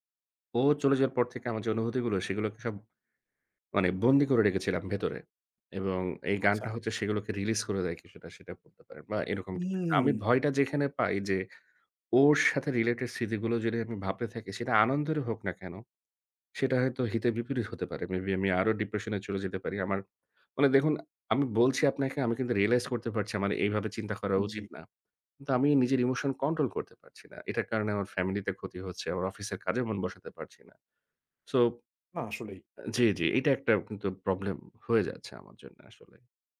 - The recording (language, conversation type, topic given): Bengali, advice, স্মৃতি, গান বা কোনো জায়গা দেখে কি আপনার হঠাৎ কষ্ট অনুভব হয়?
- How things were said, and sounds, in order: none